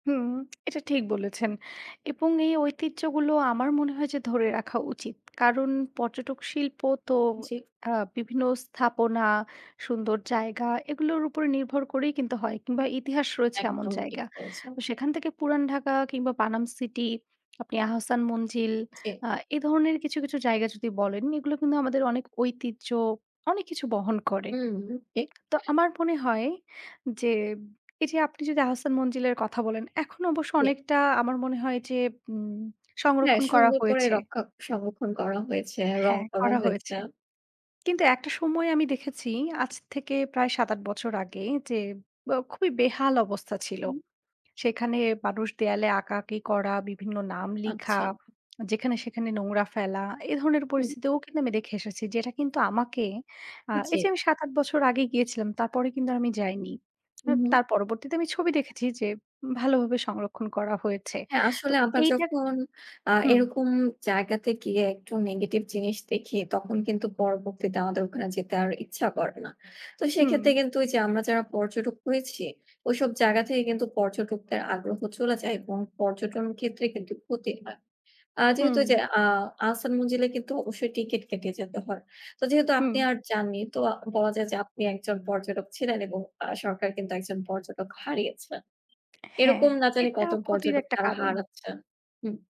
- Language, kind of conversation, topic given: Bengali, unstructured, পর্যটকদের কারণে কি ঐতিহ্যবাহী স্থানগুলো ধ্বংস হয়ে যাচ্ছে?
- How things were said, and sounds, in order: other background noise